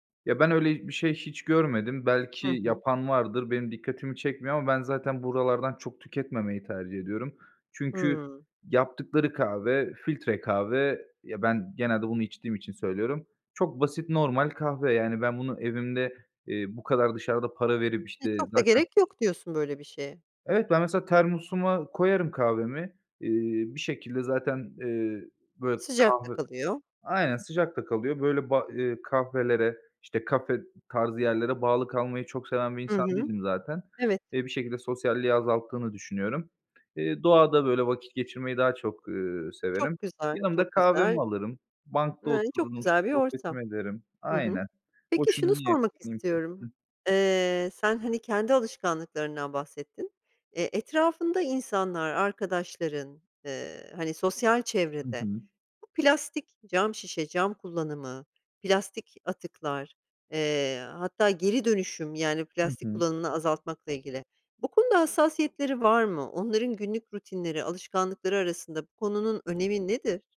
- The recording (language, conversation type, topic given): Turkish, podcast, Plastik kullanımını azaltmanın pratik yolları neler, deneyimlerin var mı?
- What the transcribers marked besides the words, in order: other background noise; unintelligible speech; tapping